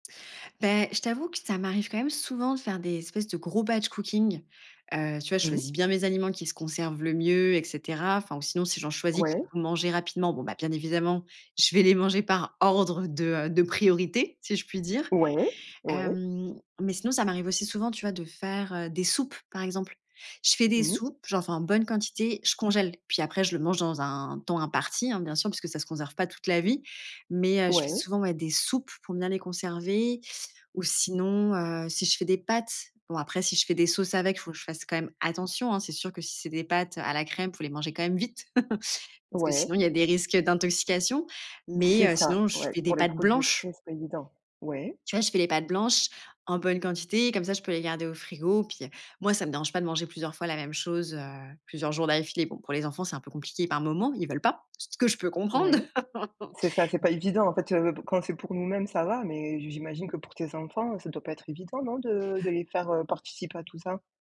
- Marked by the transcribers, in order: in English: "batch cooking"; chuckle; laugh
- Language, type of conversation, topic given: French, podcast, Comment organises-tu tes repas pour rester en bonne santé ?